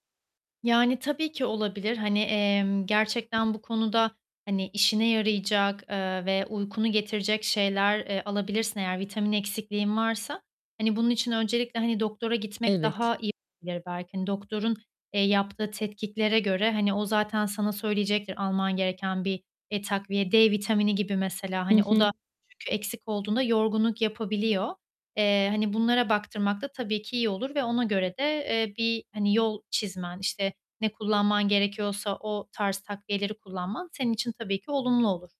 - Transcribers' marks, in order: distorted speech; tapping; other background noise
- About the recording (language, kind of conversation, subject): Turkish, advice, Düzenli bir uyku rutini oluşturmakta zorlanıyorum; her gece farklı saatlerde uyuyorum, ne yapmalıyım?